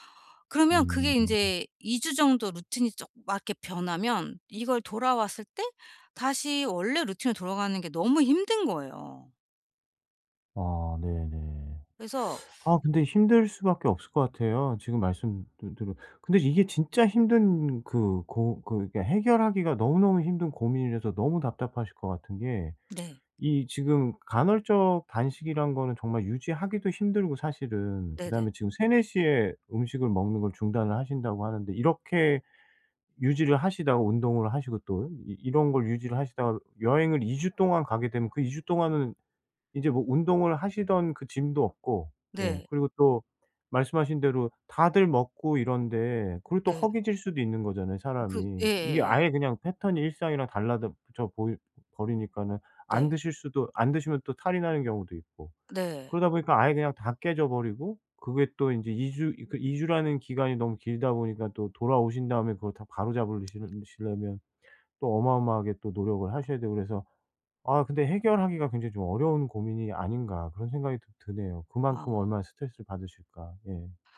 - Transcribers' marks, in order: teeth sucking; in English: "gym도"; other background noise
- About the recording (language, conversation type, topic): Korean, advice, 여행이나 주말 일정 변화가 있을 때 평소 루틴을 어떻게 조정하면 좋을까요?